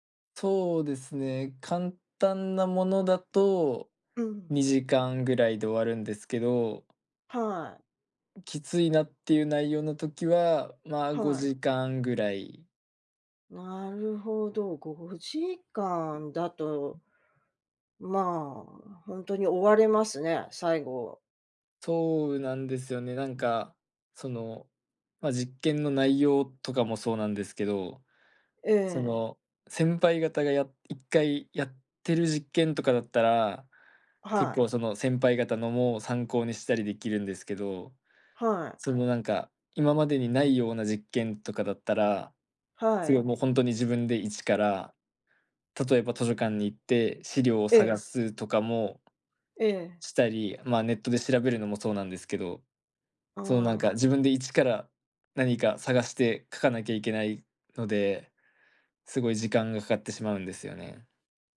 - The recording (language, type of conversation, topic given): Japanese, advice, 締め切りにいつもギリギリで焦ってしまうのはなぜですか？
- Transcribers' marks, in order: tapping; other background noise